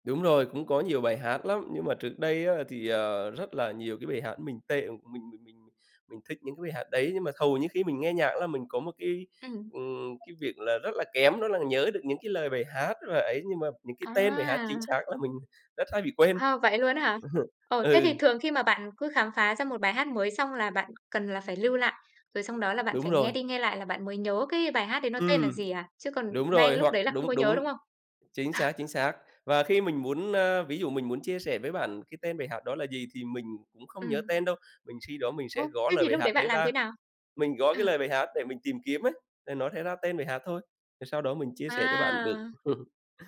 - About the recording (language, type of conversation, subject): Vietnamese, podcast, Bạn thường khám phá nhạc mới bằng cách nào?
- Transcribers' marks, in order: other background noise; tapping; chuckle; laughing while speaking: "À"; chuckle